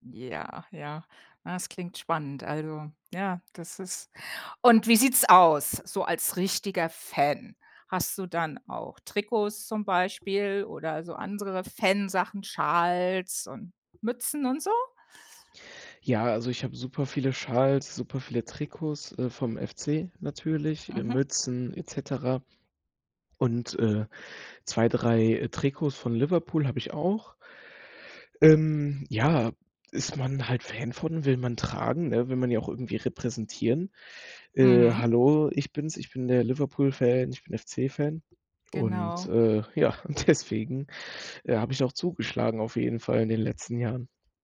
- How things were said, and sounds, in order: other background noise; laughing while speaking: "und deswegen"
- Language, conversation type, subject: German, podcast, Erzähl mal, wie du zu deinem liebsten Hobby gekommen bist?